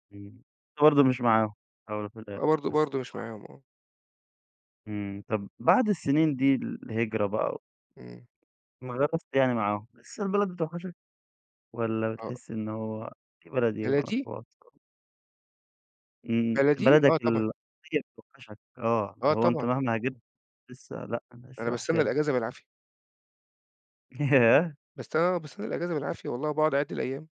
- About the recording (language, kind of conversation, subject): Arabic, podcast, إزاي الهجرة بتغيّر هويتك؟
- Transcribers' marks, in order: unintelligible speech; tapping; unintelligible speech; unintelligible speech